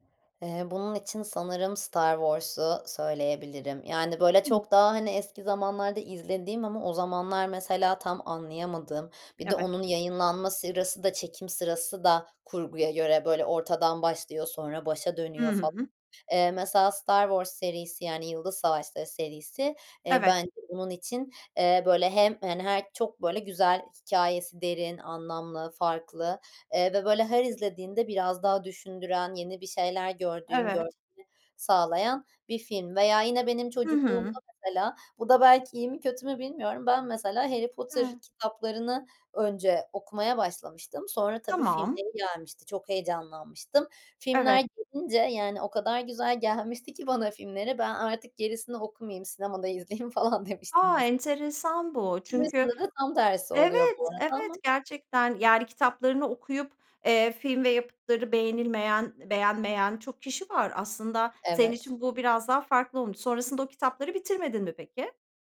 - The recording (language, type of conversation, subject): Turkish, podcast, Unutamadığın en etkileyici sinema deneyimini anlatır mısın?
- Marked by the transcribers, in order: other background noise; unintelligible speech; laughing while speaking: "falan demiştim mes"